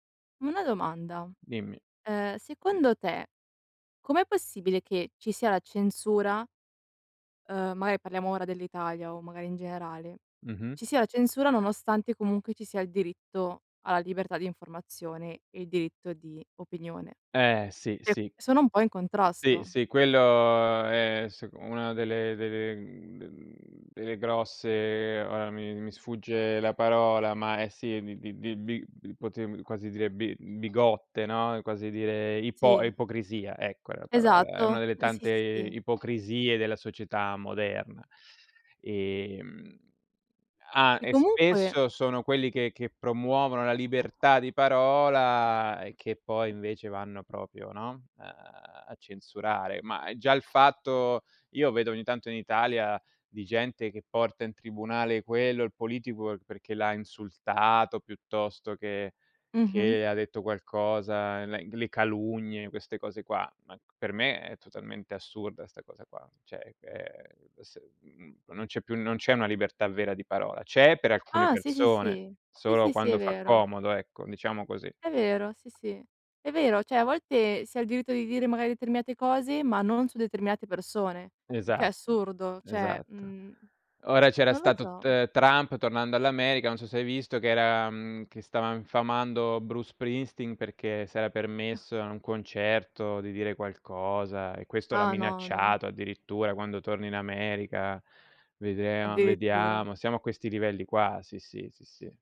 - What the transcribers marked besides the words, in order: other background noise; "proprio" said as "propio"; "cioè" said as "ceh"; tapping; other noise
- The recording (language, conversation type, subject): Italian, unstructured, Pensi che la censura possa essere giustificata nelle notizie?